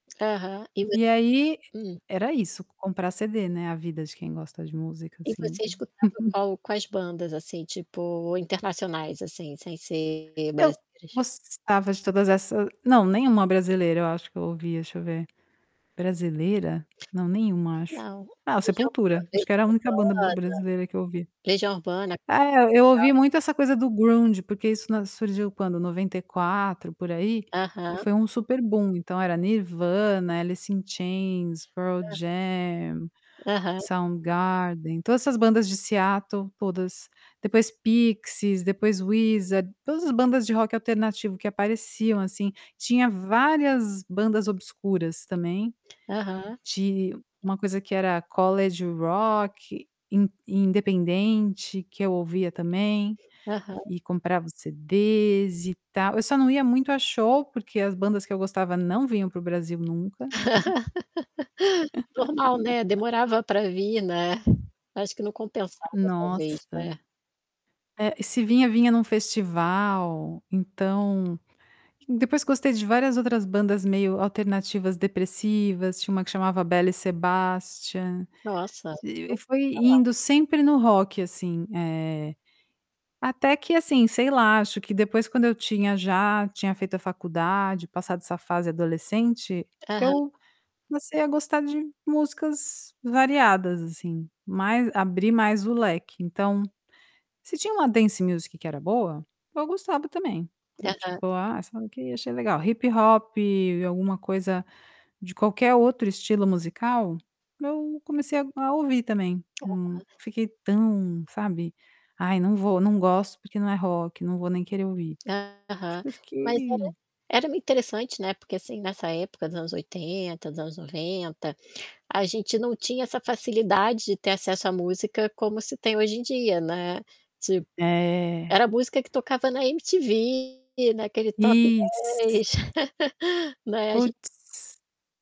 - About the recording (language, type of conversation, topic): Portuguese, podcast, Como os gostos musicais mudam com a idade?
- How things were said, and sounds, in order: static; unintelligible speech; tapping; other background noise; distorted speech; chuckle; unintelligible speech; in English: "ground"; laugh; in English: "dance music"; chuckle